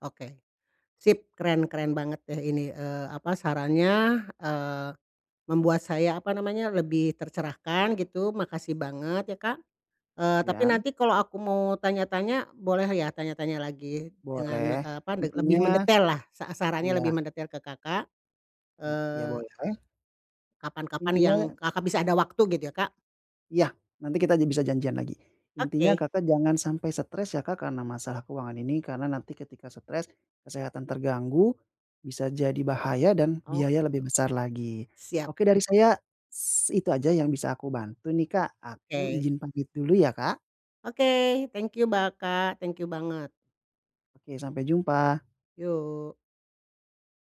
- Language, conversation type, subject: Indonesian, advice, Bagaimana cara menyeimbangkan pembayaran utang dengan kebutuhan sehari-hari setiap bulan?
- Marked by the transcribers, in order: other background noise